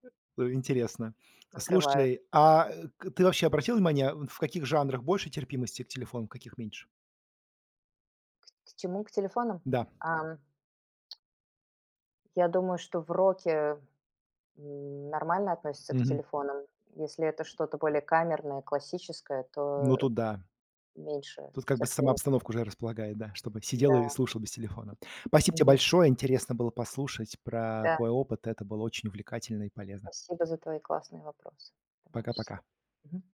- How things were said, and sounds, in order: other background noise; tapping
- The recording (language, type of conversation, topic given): Russian, podcast, Как вы относитесь к тому, что на концертах зрители снимают видео на телефоны?